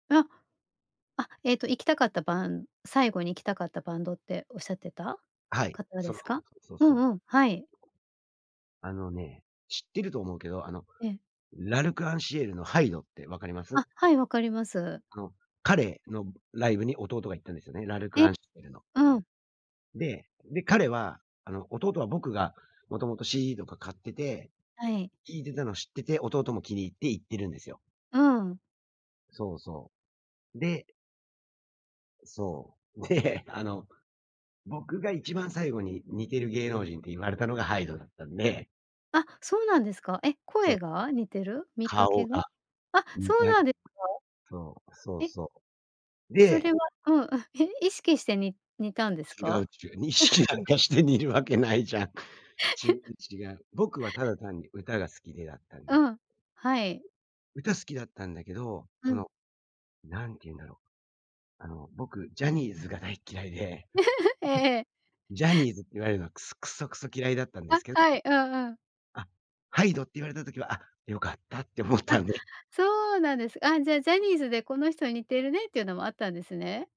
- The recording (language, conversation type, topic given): Japanese, podcast, 初めてライブに行ったとき、どの曲を覚えていますか？
- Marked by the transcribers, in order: other background noise; laughing while speaking: "で、あの"; unintelligible speech; laughing while speaking: "意識なんかして似るわけないじゃん"; chuckle; laugh; giggle; laughing while speaking: "思ったんで"